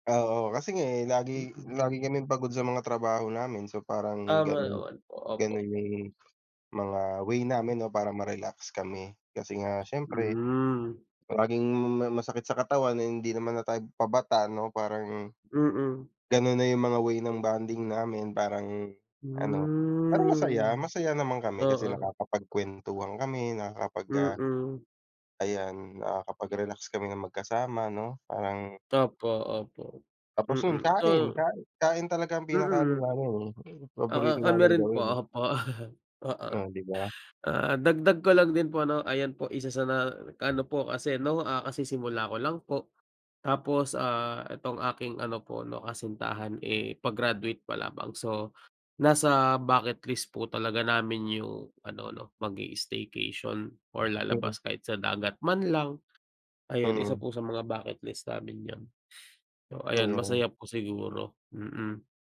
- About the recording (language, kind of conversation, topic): Filipino, unstructured, Paano ninyo pinahahalagahan ang oras na magkasama sa inyong relasyon?
- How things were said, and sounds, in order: chuckle; tapping